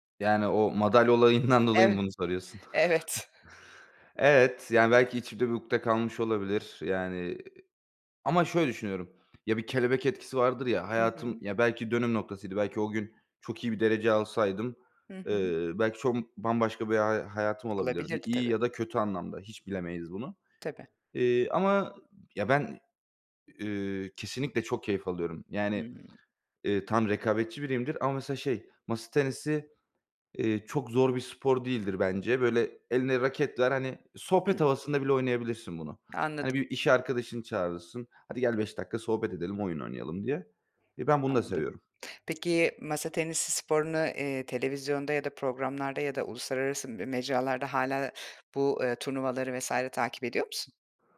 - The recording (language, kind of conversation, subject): Turkish, podcast, Sporu günlük rutinine nasıl dahil ediyorsun?
- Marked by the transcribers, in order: laughing while speaking: "olayından"; chuckle; other background noise; tapping